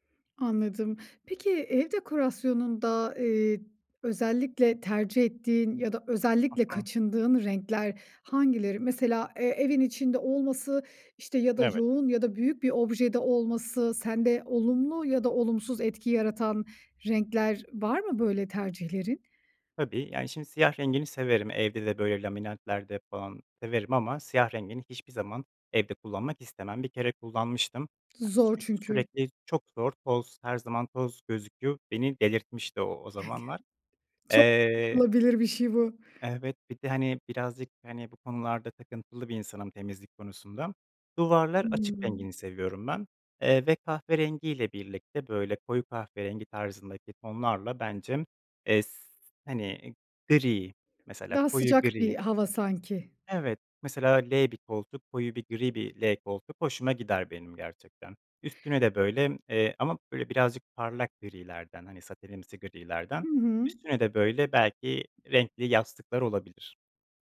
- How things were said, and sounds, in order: tapping; other background noise; unintelligible speech
- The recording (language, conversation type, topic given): Turkish, podcast, Renkler ruh halini nasıl etkiler?